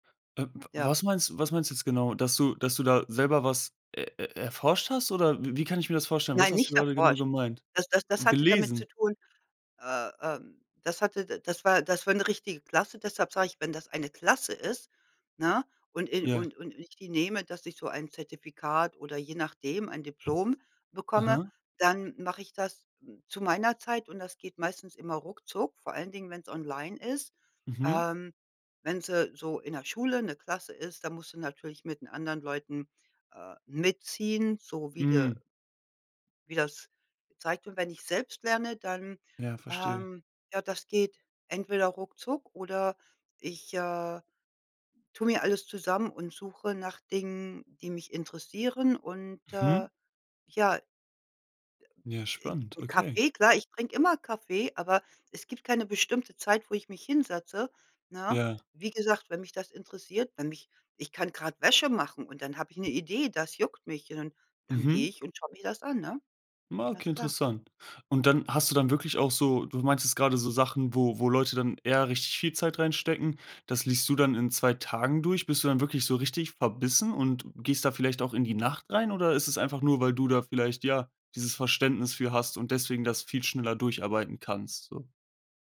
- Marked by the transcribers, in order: other noise
- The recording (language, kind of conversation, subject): German, podcast, Wie integrierst du Lernen in einen vollen Tagesablauf?